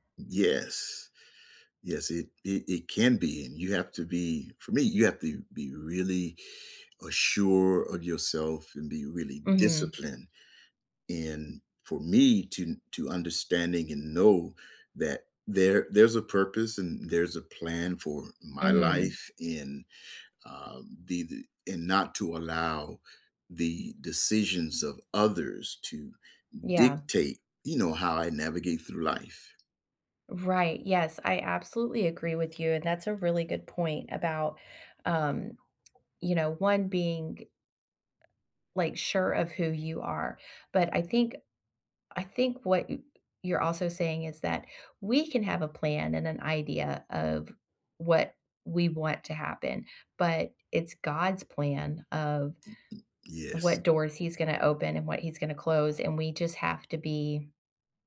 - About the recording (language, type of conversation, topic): English, unstructured, Have you ever felt overlooked for a promotion?
- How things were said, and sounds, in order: other background noise; other noise